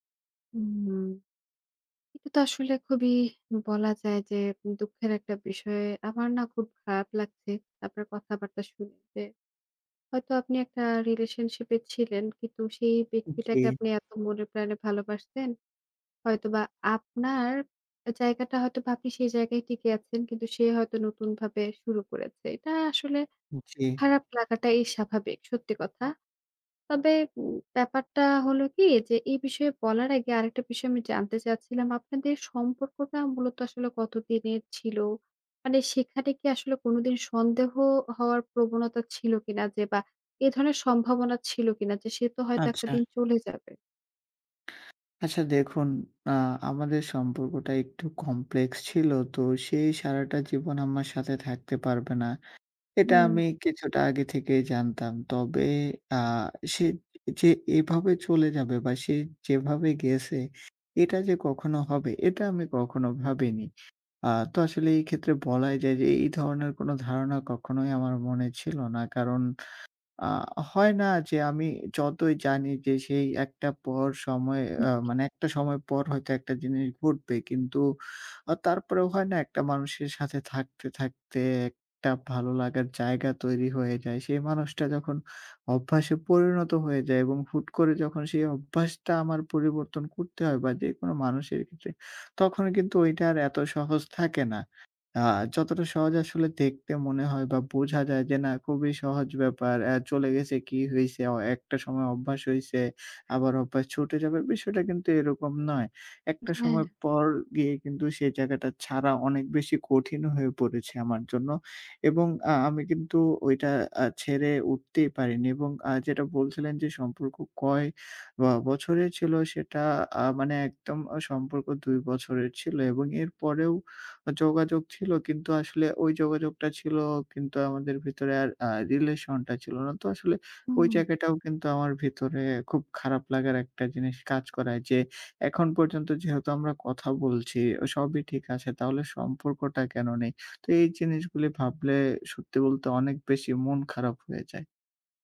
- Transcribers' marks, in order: drawn out: "হুম"; tapping; other background noise
- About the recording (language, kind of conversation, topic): Bengali, advice, আপনার প্রাক্তন সঙ্গী নতুন সম্পর্কে জড়িয়েছে জেনে আপনার ভেতরে কী ধরনের ঈর্ষা ও ব্যথা তৈরি হয়?